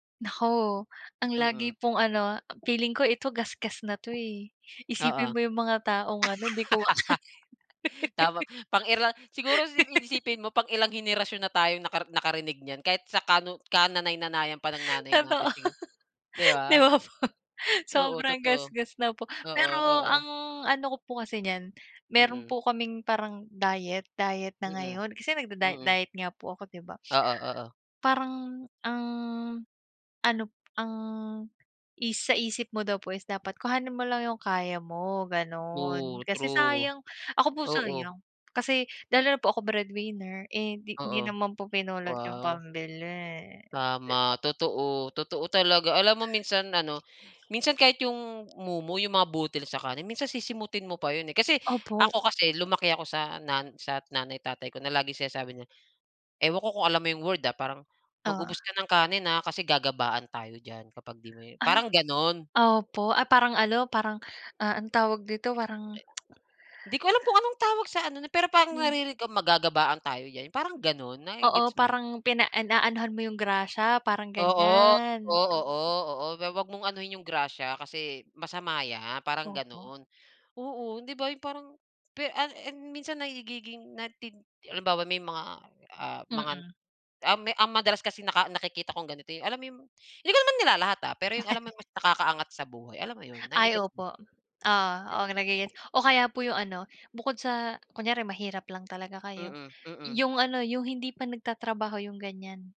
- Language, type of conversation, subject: Filipino, unstructured, Ano ang masasabi mo sa mga taong nag-aaksaya ng pagkain?
- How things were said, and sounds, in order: laugh; laughing while speaking: "kumakain"; laugh; laughing while speaking: "Totoo, di ba po sobrang gasgas na po"; tsk; laugh; dog barking